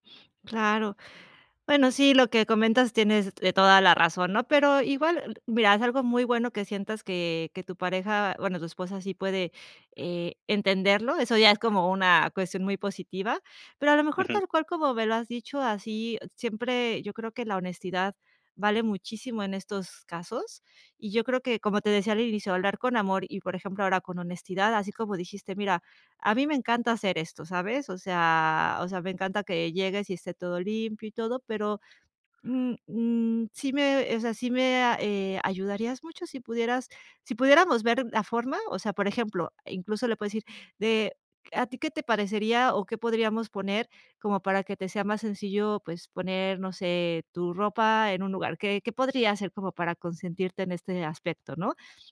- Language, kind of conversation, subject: Spanish, advice, ¿Cómo podemos ponernos de acuerdo sobre el reparto de las tareas del hogar si tenemos expectativas distintas?
- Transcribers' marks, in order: none